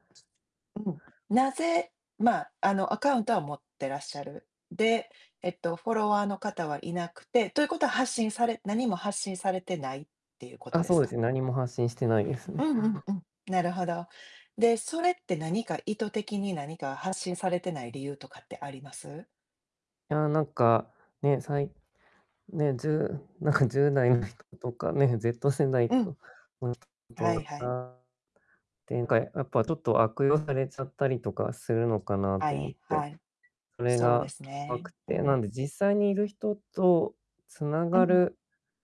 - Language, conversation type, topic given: Japanese, unstructured, SNSは人とのつながりにどのような影響を与えていますか？
- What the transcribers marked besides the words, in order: other noise; distorted speech; other background noise; unintelligible speech; tapping